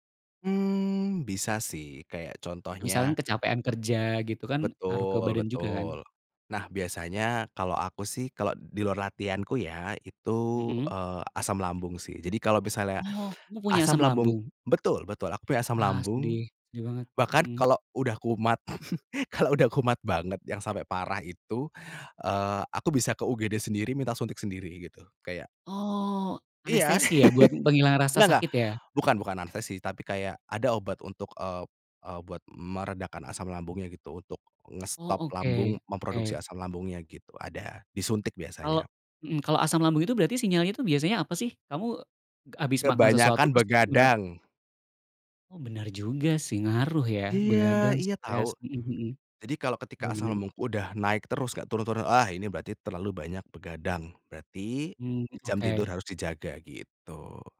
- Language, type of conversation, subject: Indonesian, podcast, Pernahkah kamu mengabaikan sinyal dari tubuhmu lalu menyesal?
- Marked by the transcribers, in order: laugh; laughing while speaking: "kalau udah kumat"; laugh; unintelligible speech